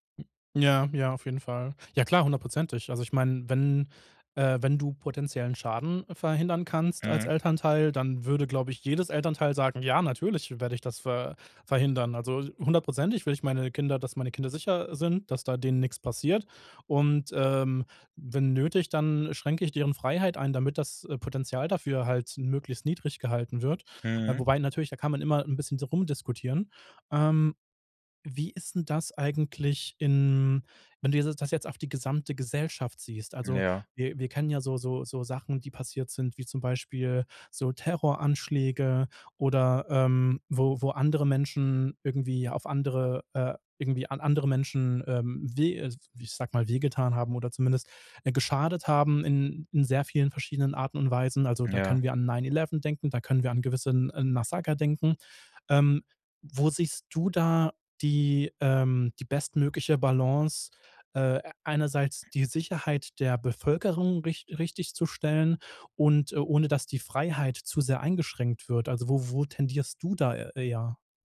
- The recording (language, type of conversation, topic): German, podcast, Mal ehrlich: Was ist dir wichtiger – Sicherheit oder Freiheit?
- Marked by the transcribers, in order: none